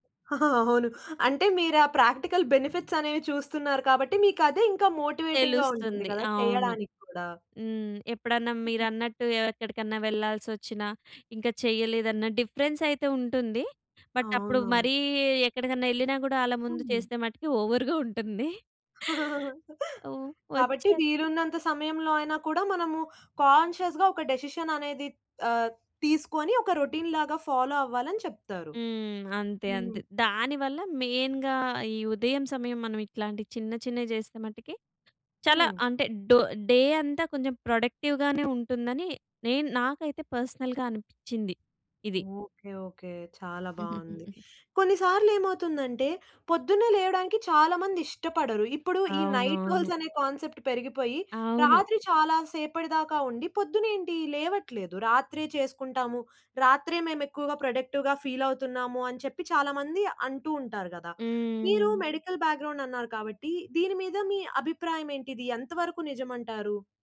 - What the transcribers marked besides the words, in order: laughing while speaking: "అవును"; in English: "ప్రాక్టికల్ బెనిఫిట్స్"; in English: "మోటివేటింగ్‌గా"; in English: "డిఫరెన్స్"; in English: "బట్"; other background noise; laughing while speaking: "ఓవ‌ర్‌గా ఉంటుంది"; chuckle; in English: "కాన్షియస్‌గా"; in English: "డెసిషన్"; in English: "రొటీన్‌లాగా ఫాలో"; in English: "మెయిన్‌గా"; in English: "డే"; in English: "ప్రొడక్టివ్‌గానే"; in English: "పర్సనల్‌గా"; tapping; in English: "నైట్ హోల్డ్స్"; in English: "కాన్సెప్ట్"; in English: "ప్రొడక్టివ్‌గా ఫీల్"; in English: "మెడికల్ బ్యాక్‌గ్రౌండ్"
- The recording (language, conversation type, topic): Telugu, podcast, ఉదయం సమయాన్ని మెరుగ్గా ఉపయోగించుకోవడానికి మీకు ఉపయోగపడిన చిట్కాలు ఏమిటి?
- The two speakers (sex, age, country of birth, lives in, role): female, 20-24, India, India, host; female, 30-34, India, India, guest